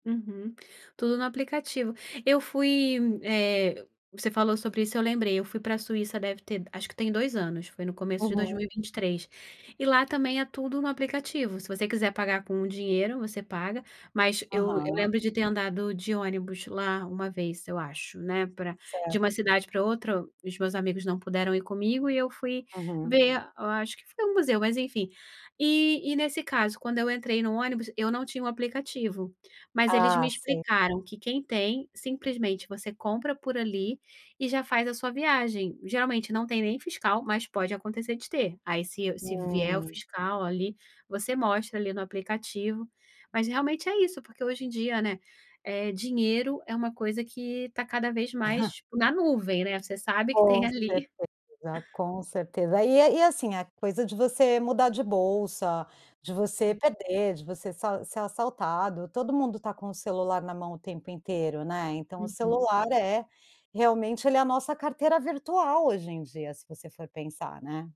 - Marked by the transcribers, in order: tapping
- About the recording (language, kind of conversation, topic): Portuguese, podcast, Já perdeu o passaporte ou outros documentos durante uma viagem?